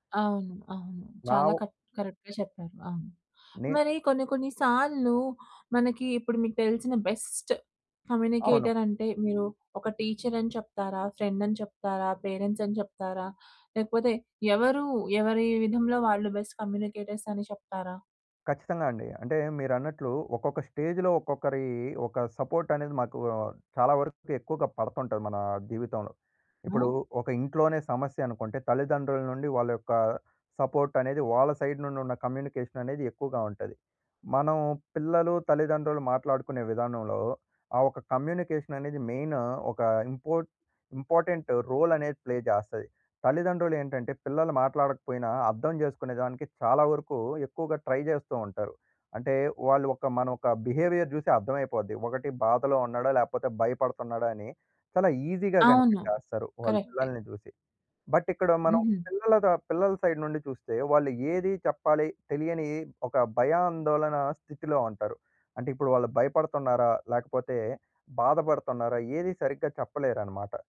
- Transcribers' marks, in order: in English: "కట్ కరెక్ట్‌గా"; in English: "బెస్ట్ కమ్యూనికేటర్"; in English: "ఫ్రెండ్"; in English: "పేరెంట్స్"; in English: "బెస్ట్ కమ్యూనికేటర్స్"; in English: "స్టేజ్‌లో"; in English: "సపోర్ట్"; in English: "సపోర్ట్"; in English: "సైడ్"; in English: "కమ్యూనికేషన్"; in English: "కమ్యూనికేషన్"; in English: "మెయిన్"; in English: "ఇంపోర్ట్ ఇంపార్టెంట్ రోల్"; in English: "ప్లే"; in English: "ట్రై"; in English: "బిహేవియర్"; in English: "ఈజీగా"; in English: "బట్"; in English: "సైడ్"
- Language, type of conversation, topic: Telugu, podcast, బాగా సంభాషించడానికి మీ సలహాలు ఏవి?